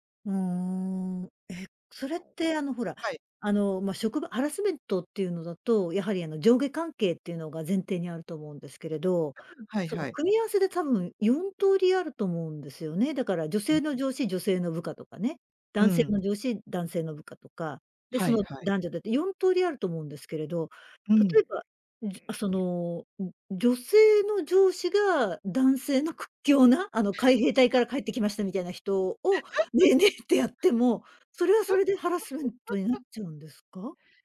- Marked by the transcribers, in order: other noise; unintelligible speech; unintelligible speech; other background noise; unintelligible speech; laughing while speaking: "ねえねえってやっても"; laugh; laugh
- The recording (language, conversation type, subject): Japanese, podcast, ジェスチャーの意味が文化によって違うと感じたことはありますか？